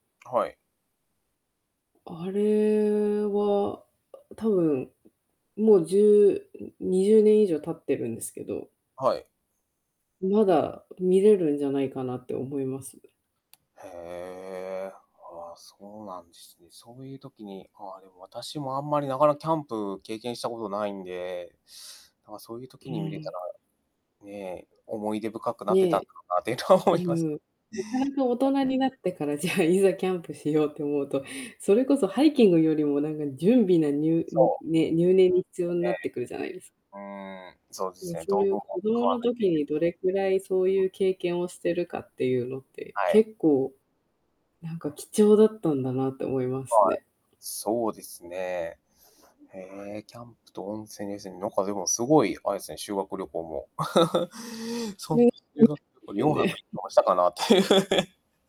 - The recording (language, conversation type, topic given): Japanese, podcast, 子どもの頃に体験した自然の中で、特に印象に残っている出来事は何ですか？
- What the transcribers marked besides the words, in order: unintelligible speech; distorted speech; laughing while speaking: "ていうのは思います"; static; unintelligible speech; laughing while speaking: "じゃあ"; other background noise; laugh; laugh